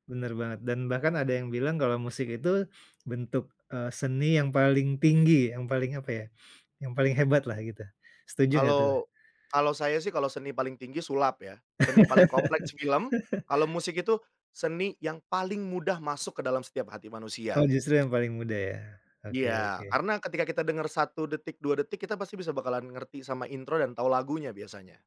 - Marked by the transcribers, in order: sniff; sniff; laugh; other background noise
- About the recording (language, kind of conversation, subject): Indonesian, podcast, Bagaimana musik dapat membangkitkan kembali ingatan tertentu dengan cepat?